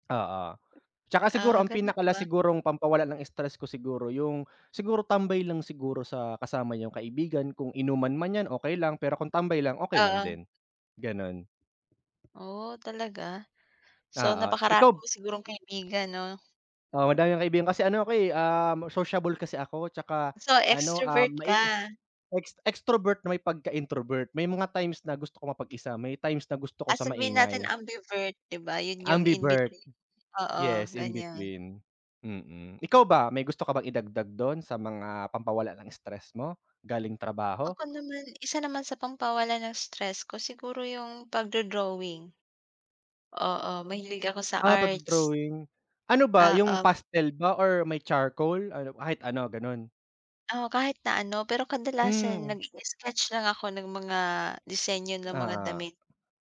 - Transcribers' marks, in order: in English: "extrovert"; in English: "extrovert"; in English: "ambivert"; in English: "Ambivert"; tapping
- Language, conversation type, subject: Filipino, unstructured, Paano ka nagpapahinga pagkatapos ng mahabang araw?